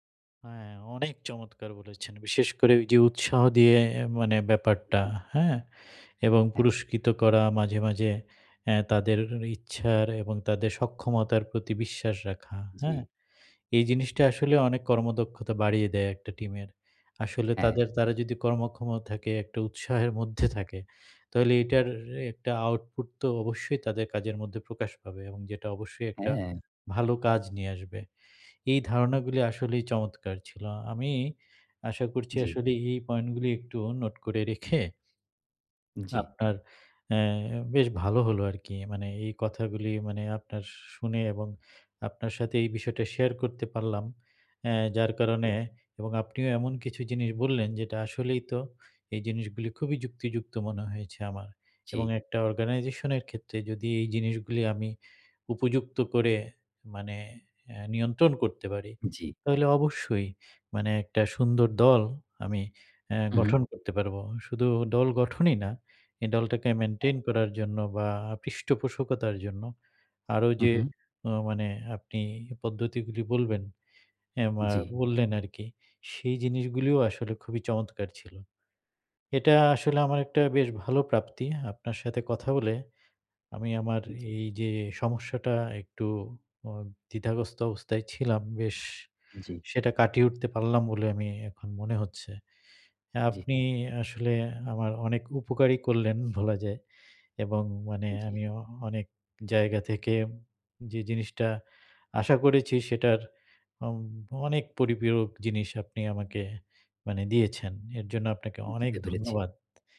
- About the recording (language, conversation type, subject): Bengali, advice, আমি কীভাবে একটি মজবুত ও দক্ষ দল গড়ে তুলে দীর্ঘমেয়াদে তা কার্যকরভাবে ধরে রাখতে পারি?
- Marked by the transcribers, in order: other background noise; laughing while speaking: "বলা যায়"; "পরিপূরক" said as "পরিপিরক"